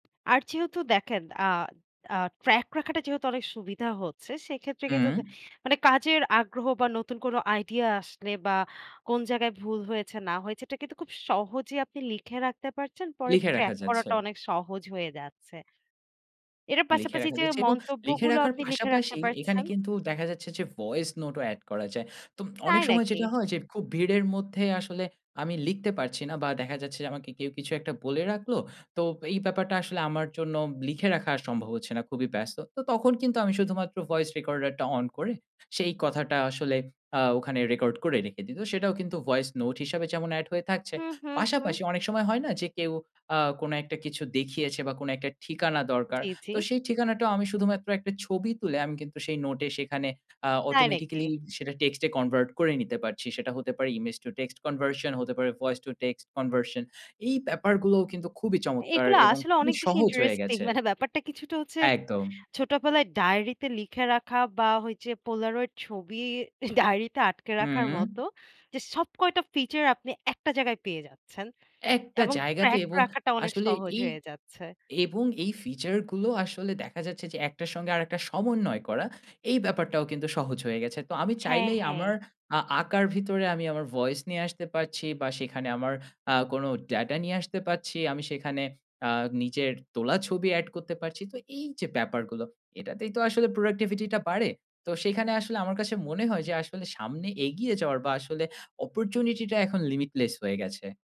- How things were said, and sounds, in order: tapping; in English: "অটোমেটিক্যালি"; in English: "কনভার্ট"; in English: "ইমেজ"; scoff; in English: "পোলারয়েড"; scoff; in English: "ফিচার"; in English: "প্রোডাক্টিভিটি"; in English: "অপরচুনিটি"; in English: "লিমিটলেস"
- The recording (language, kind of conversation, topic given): Bengali, podcast, কোন নোট নেওয়ার অ্যাপটি আপনার কাছে সবচেয়ে কাজে লাগে এবং কেন?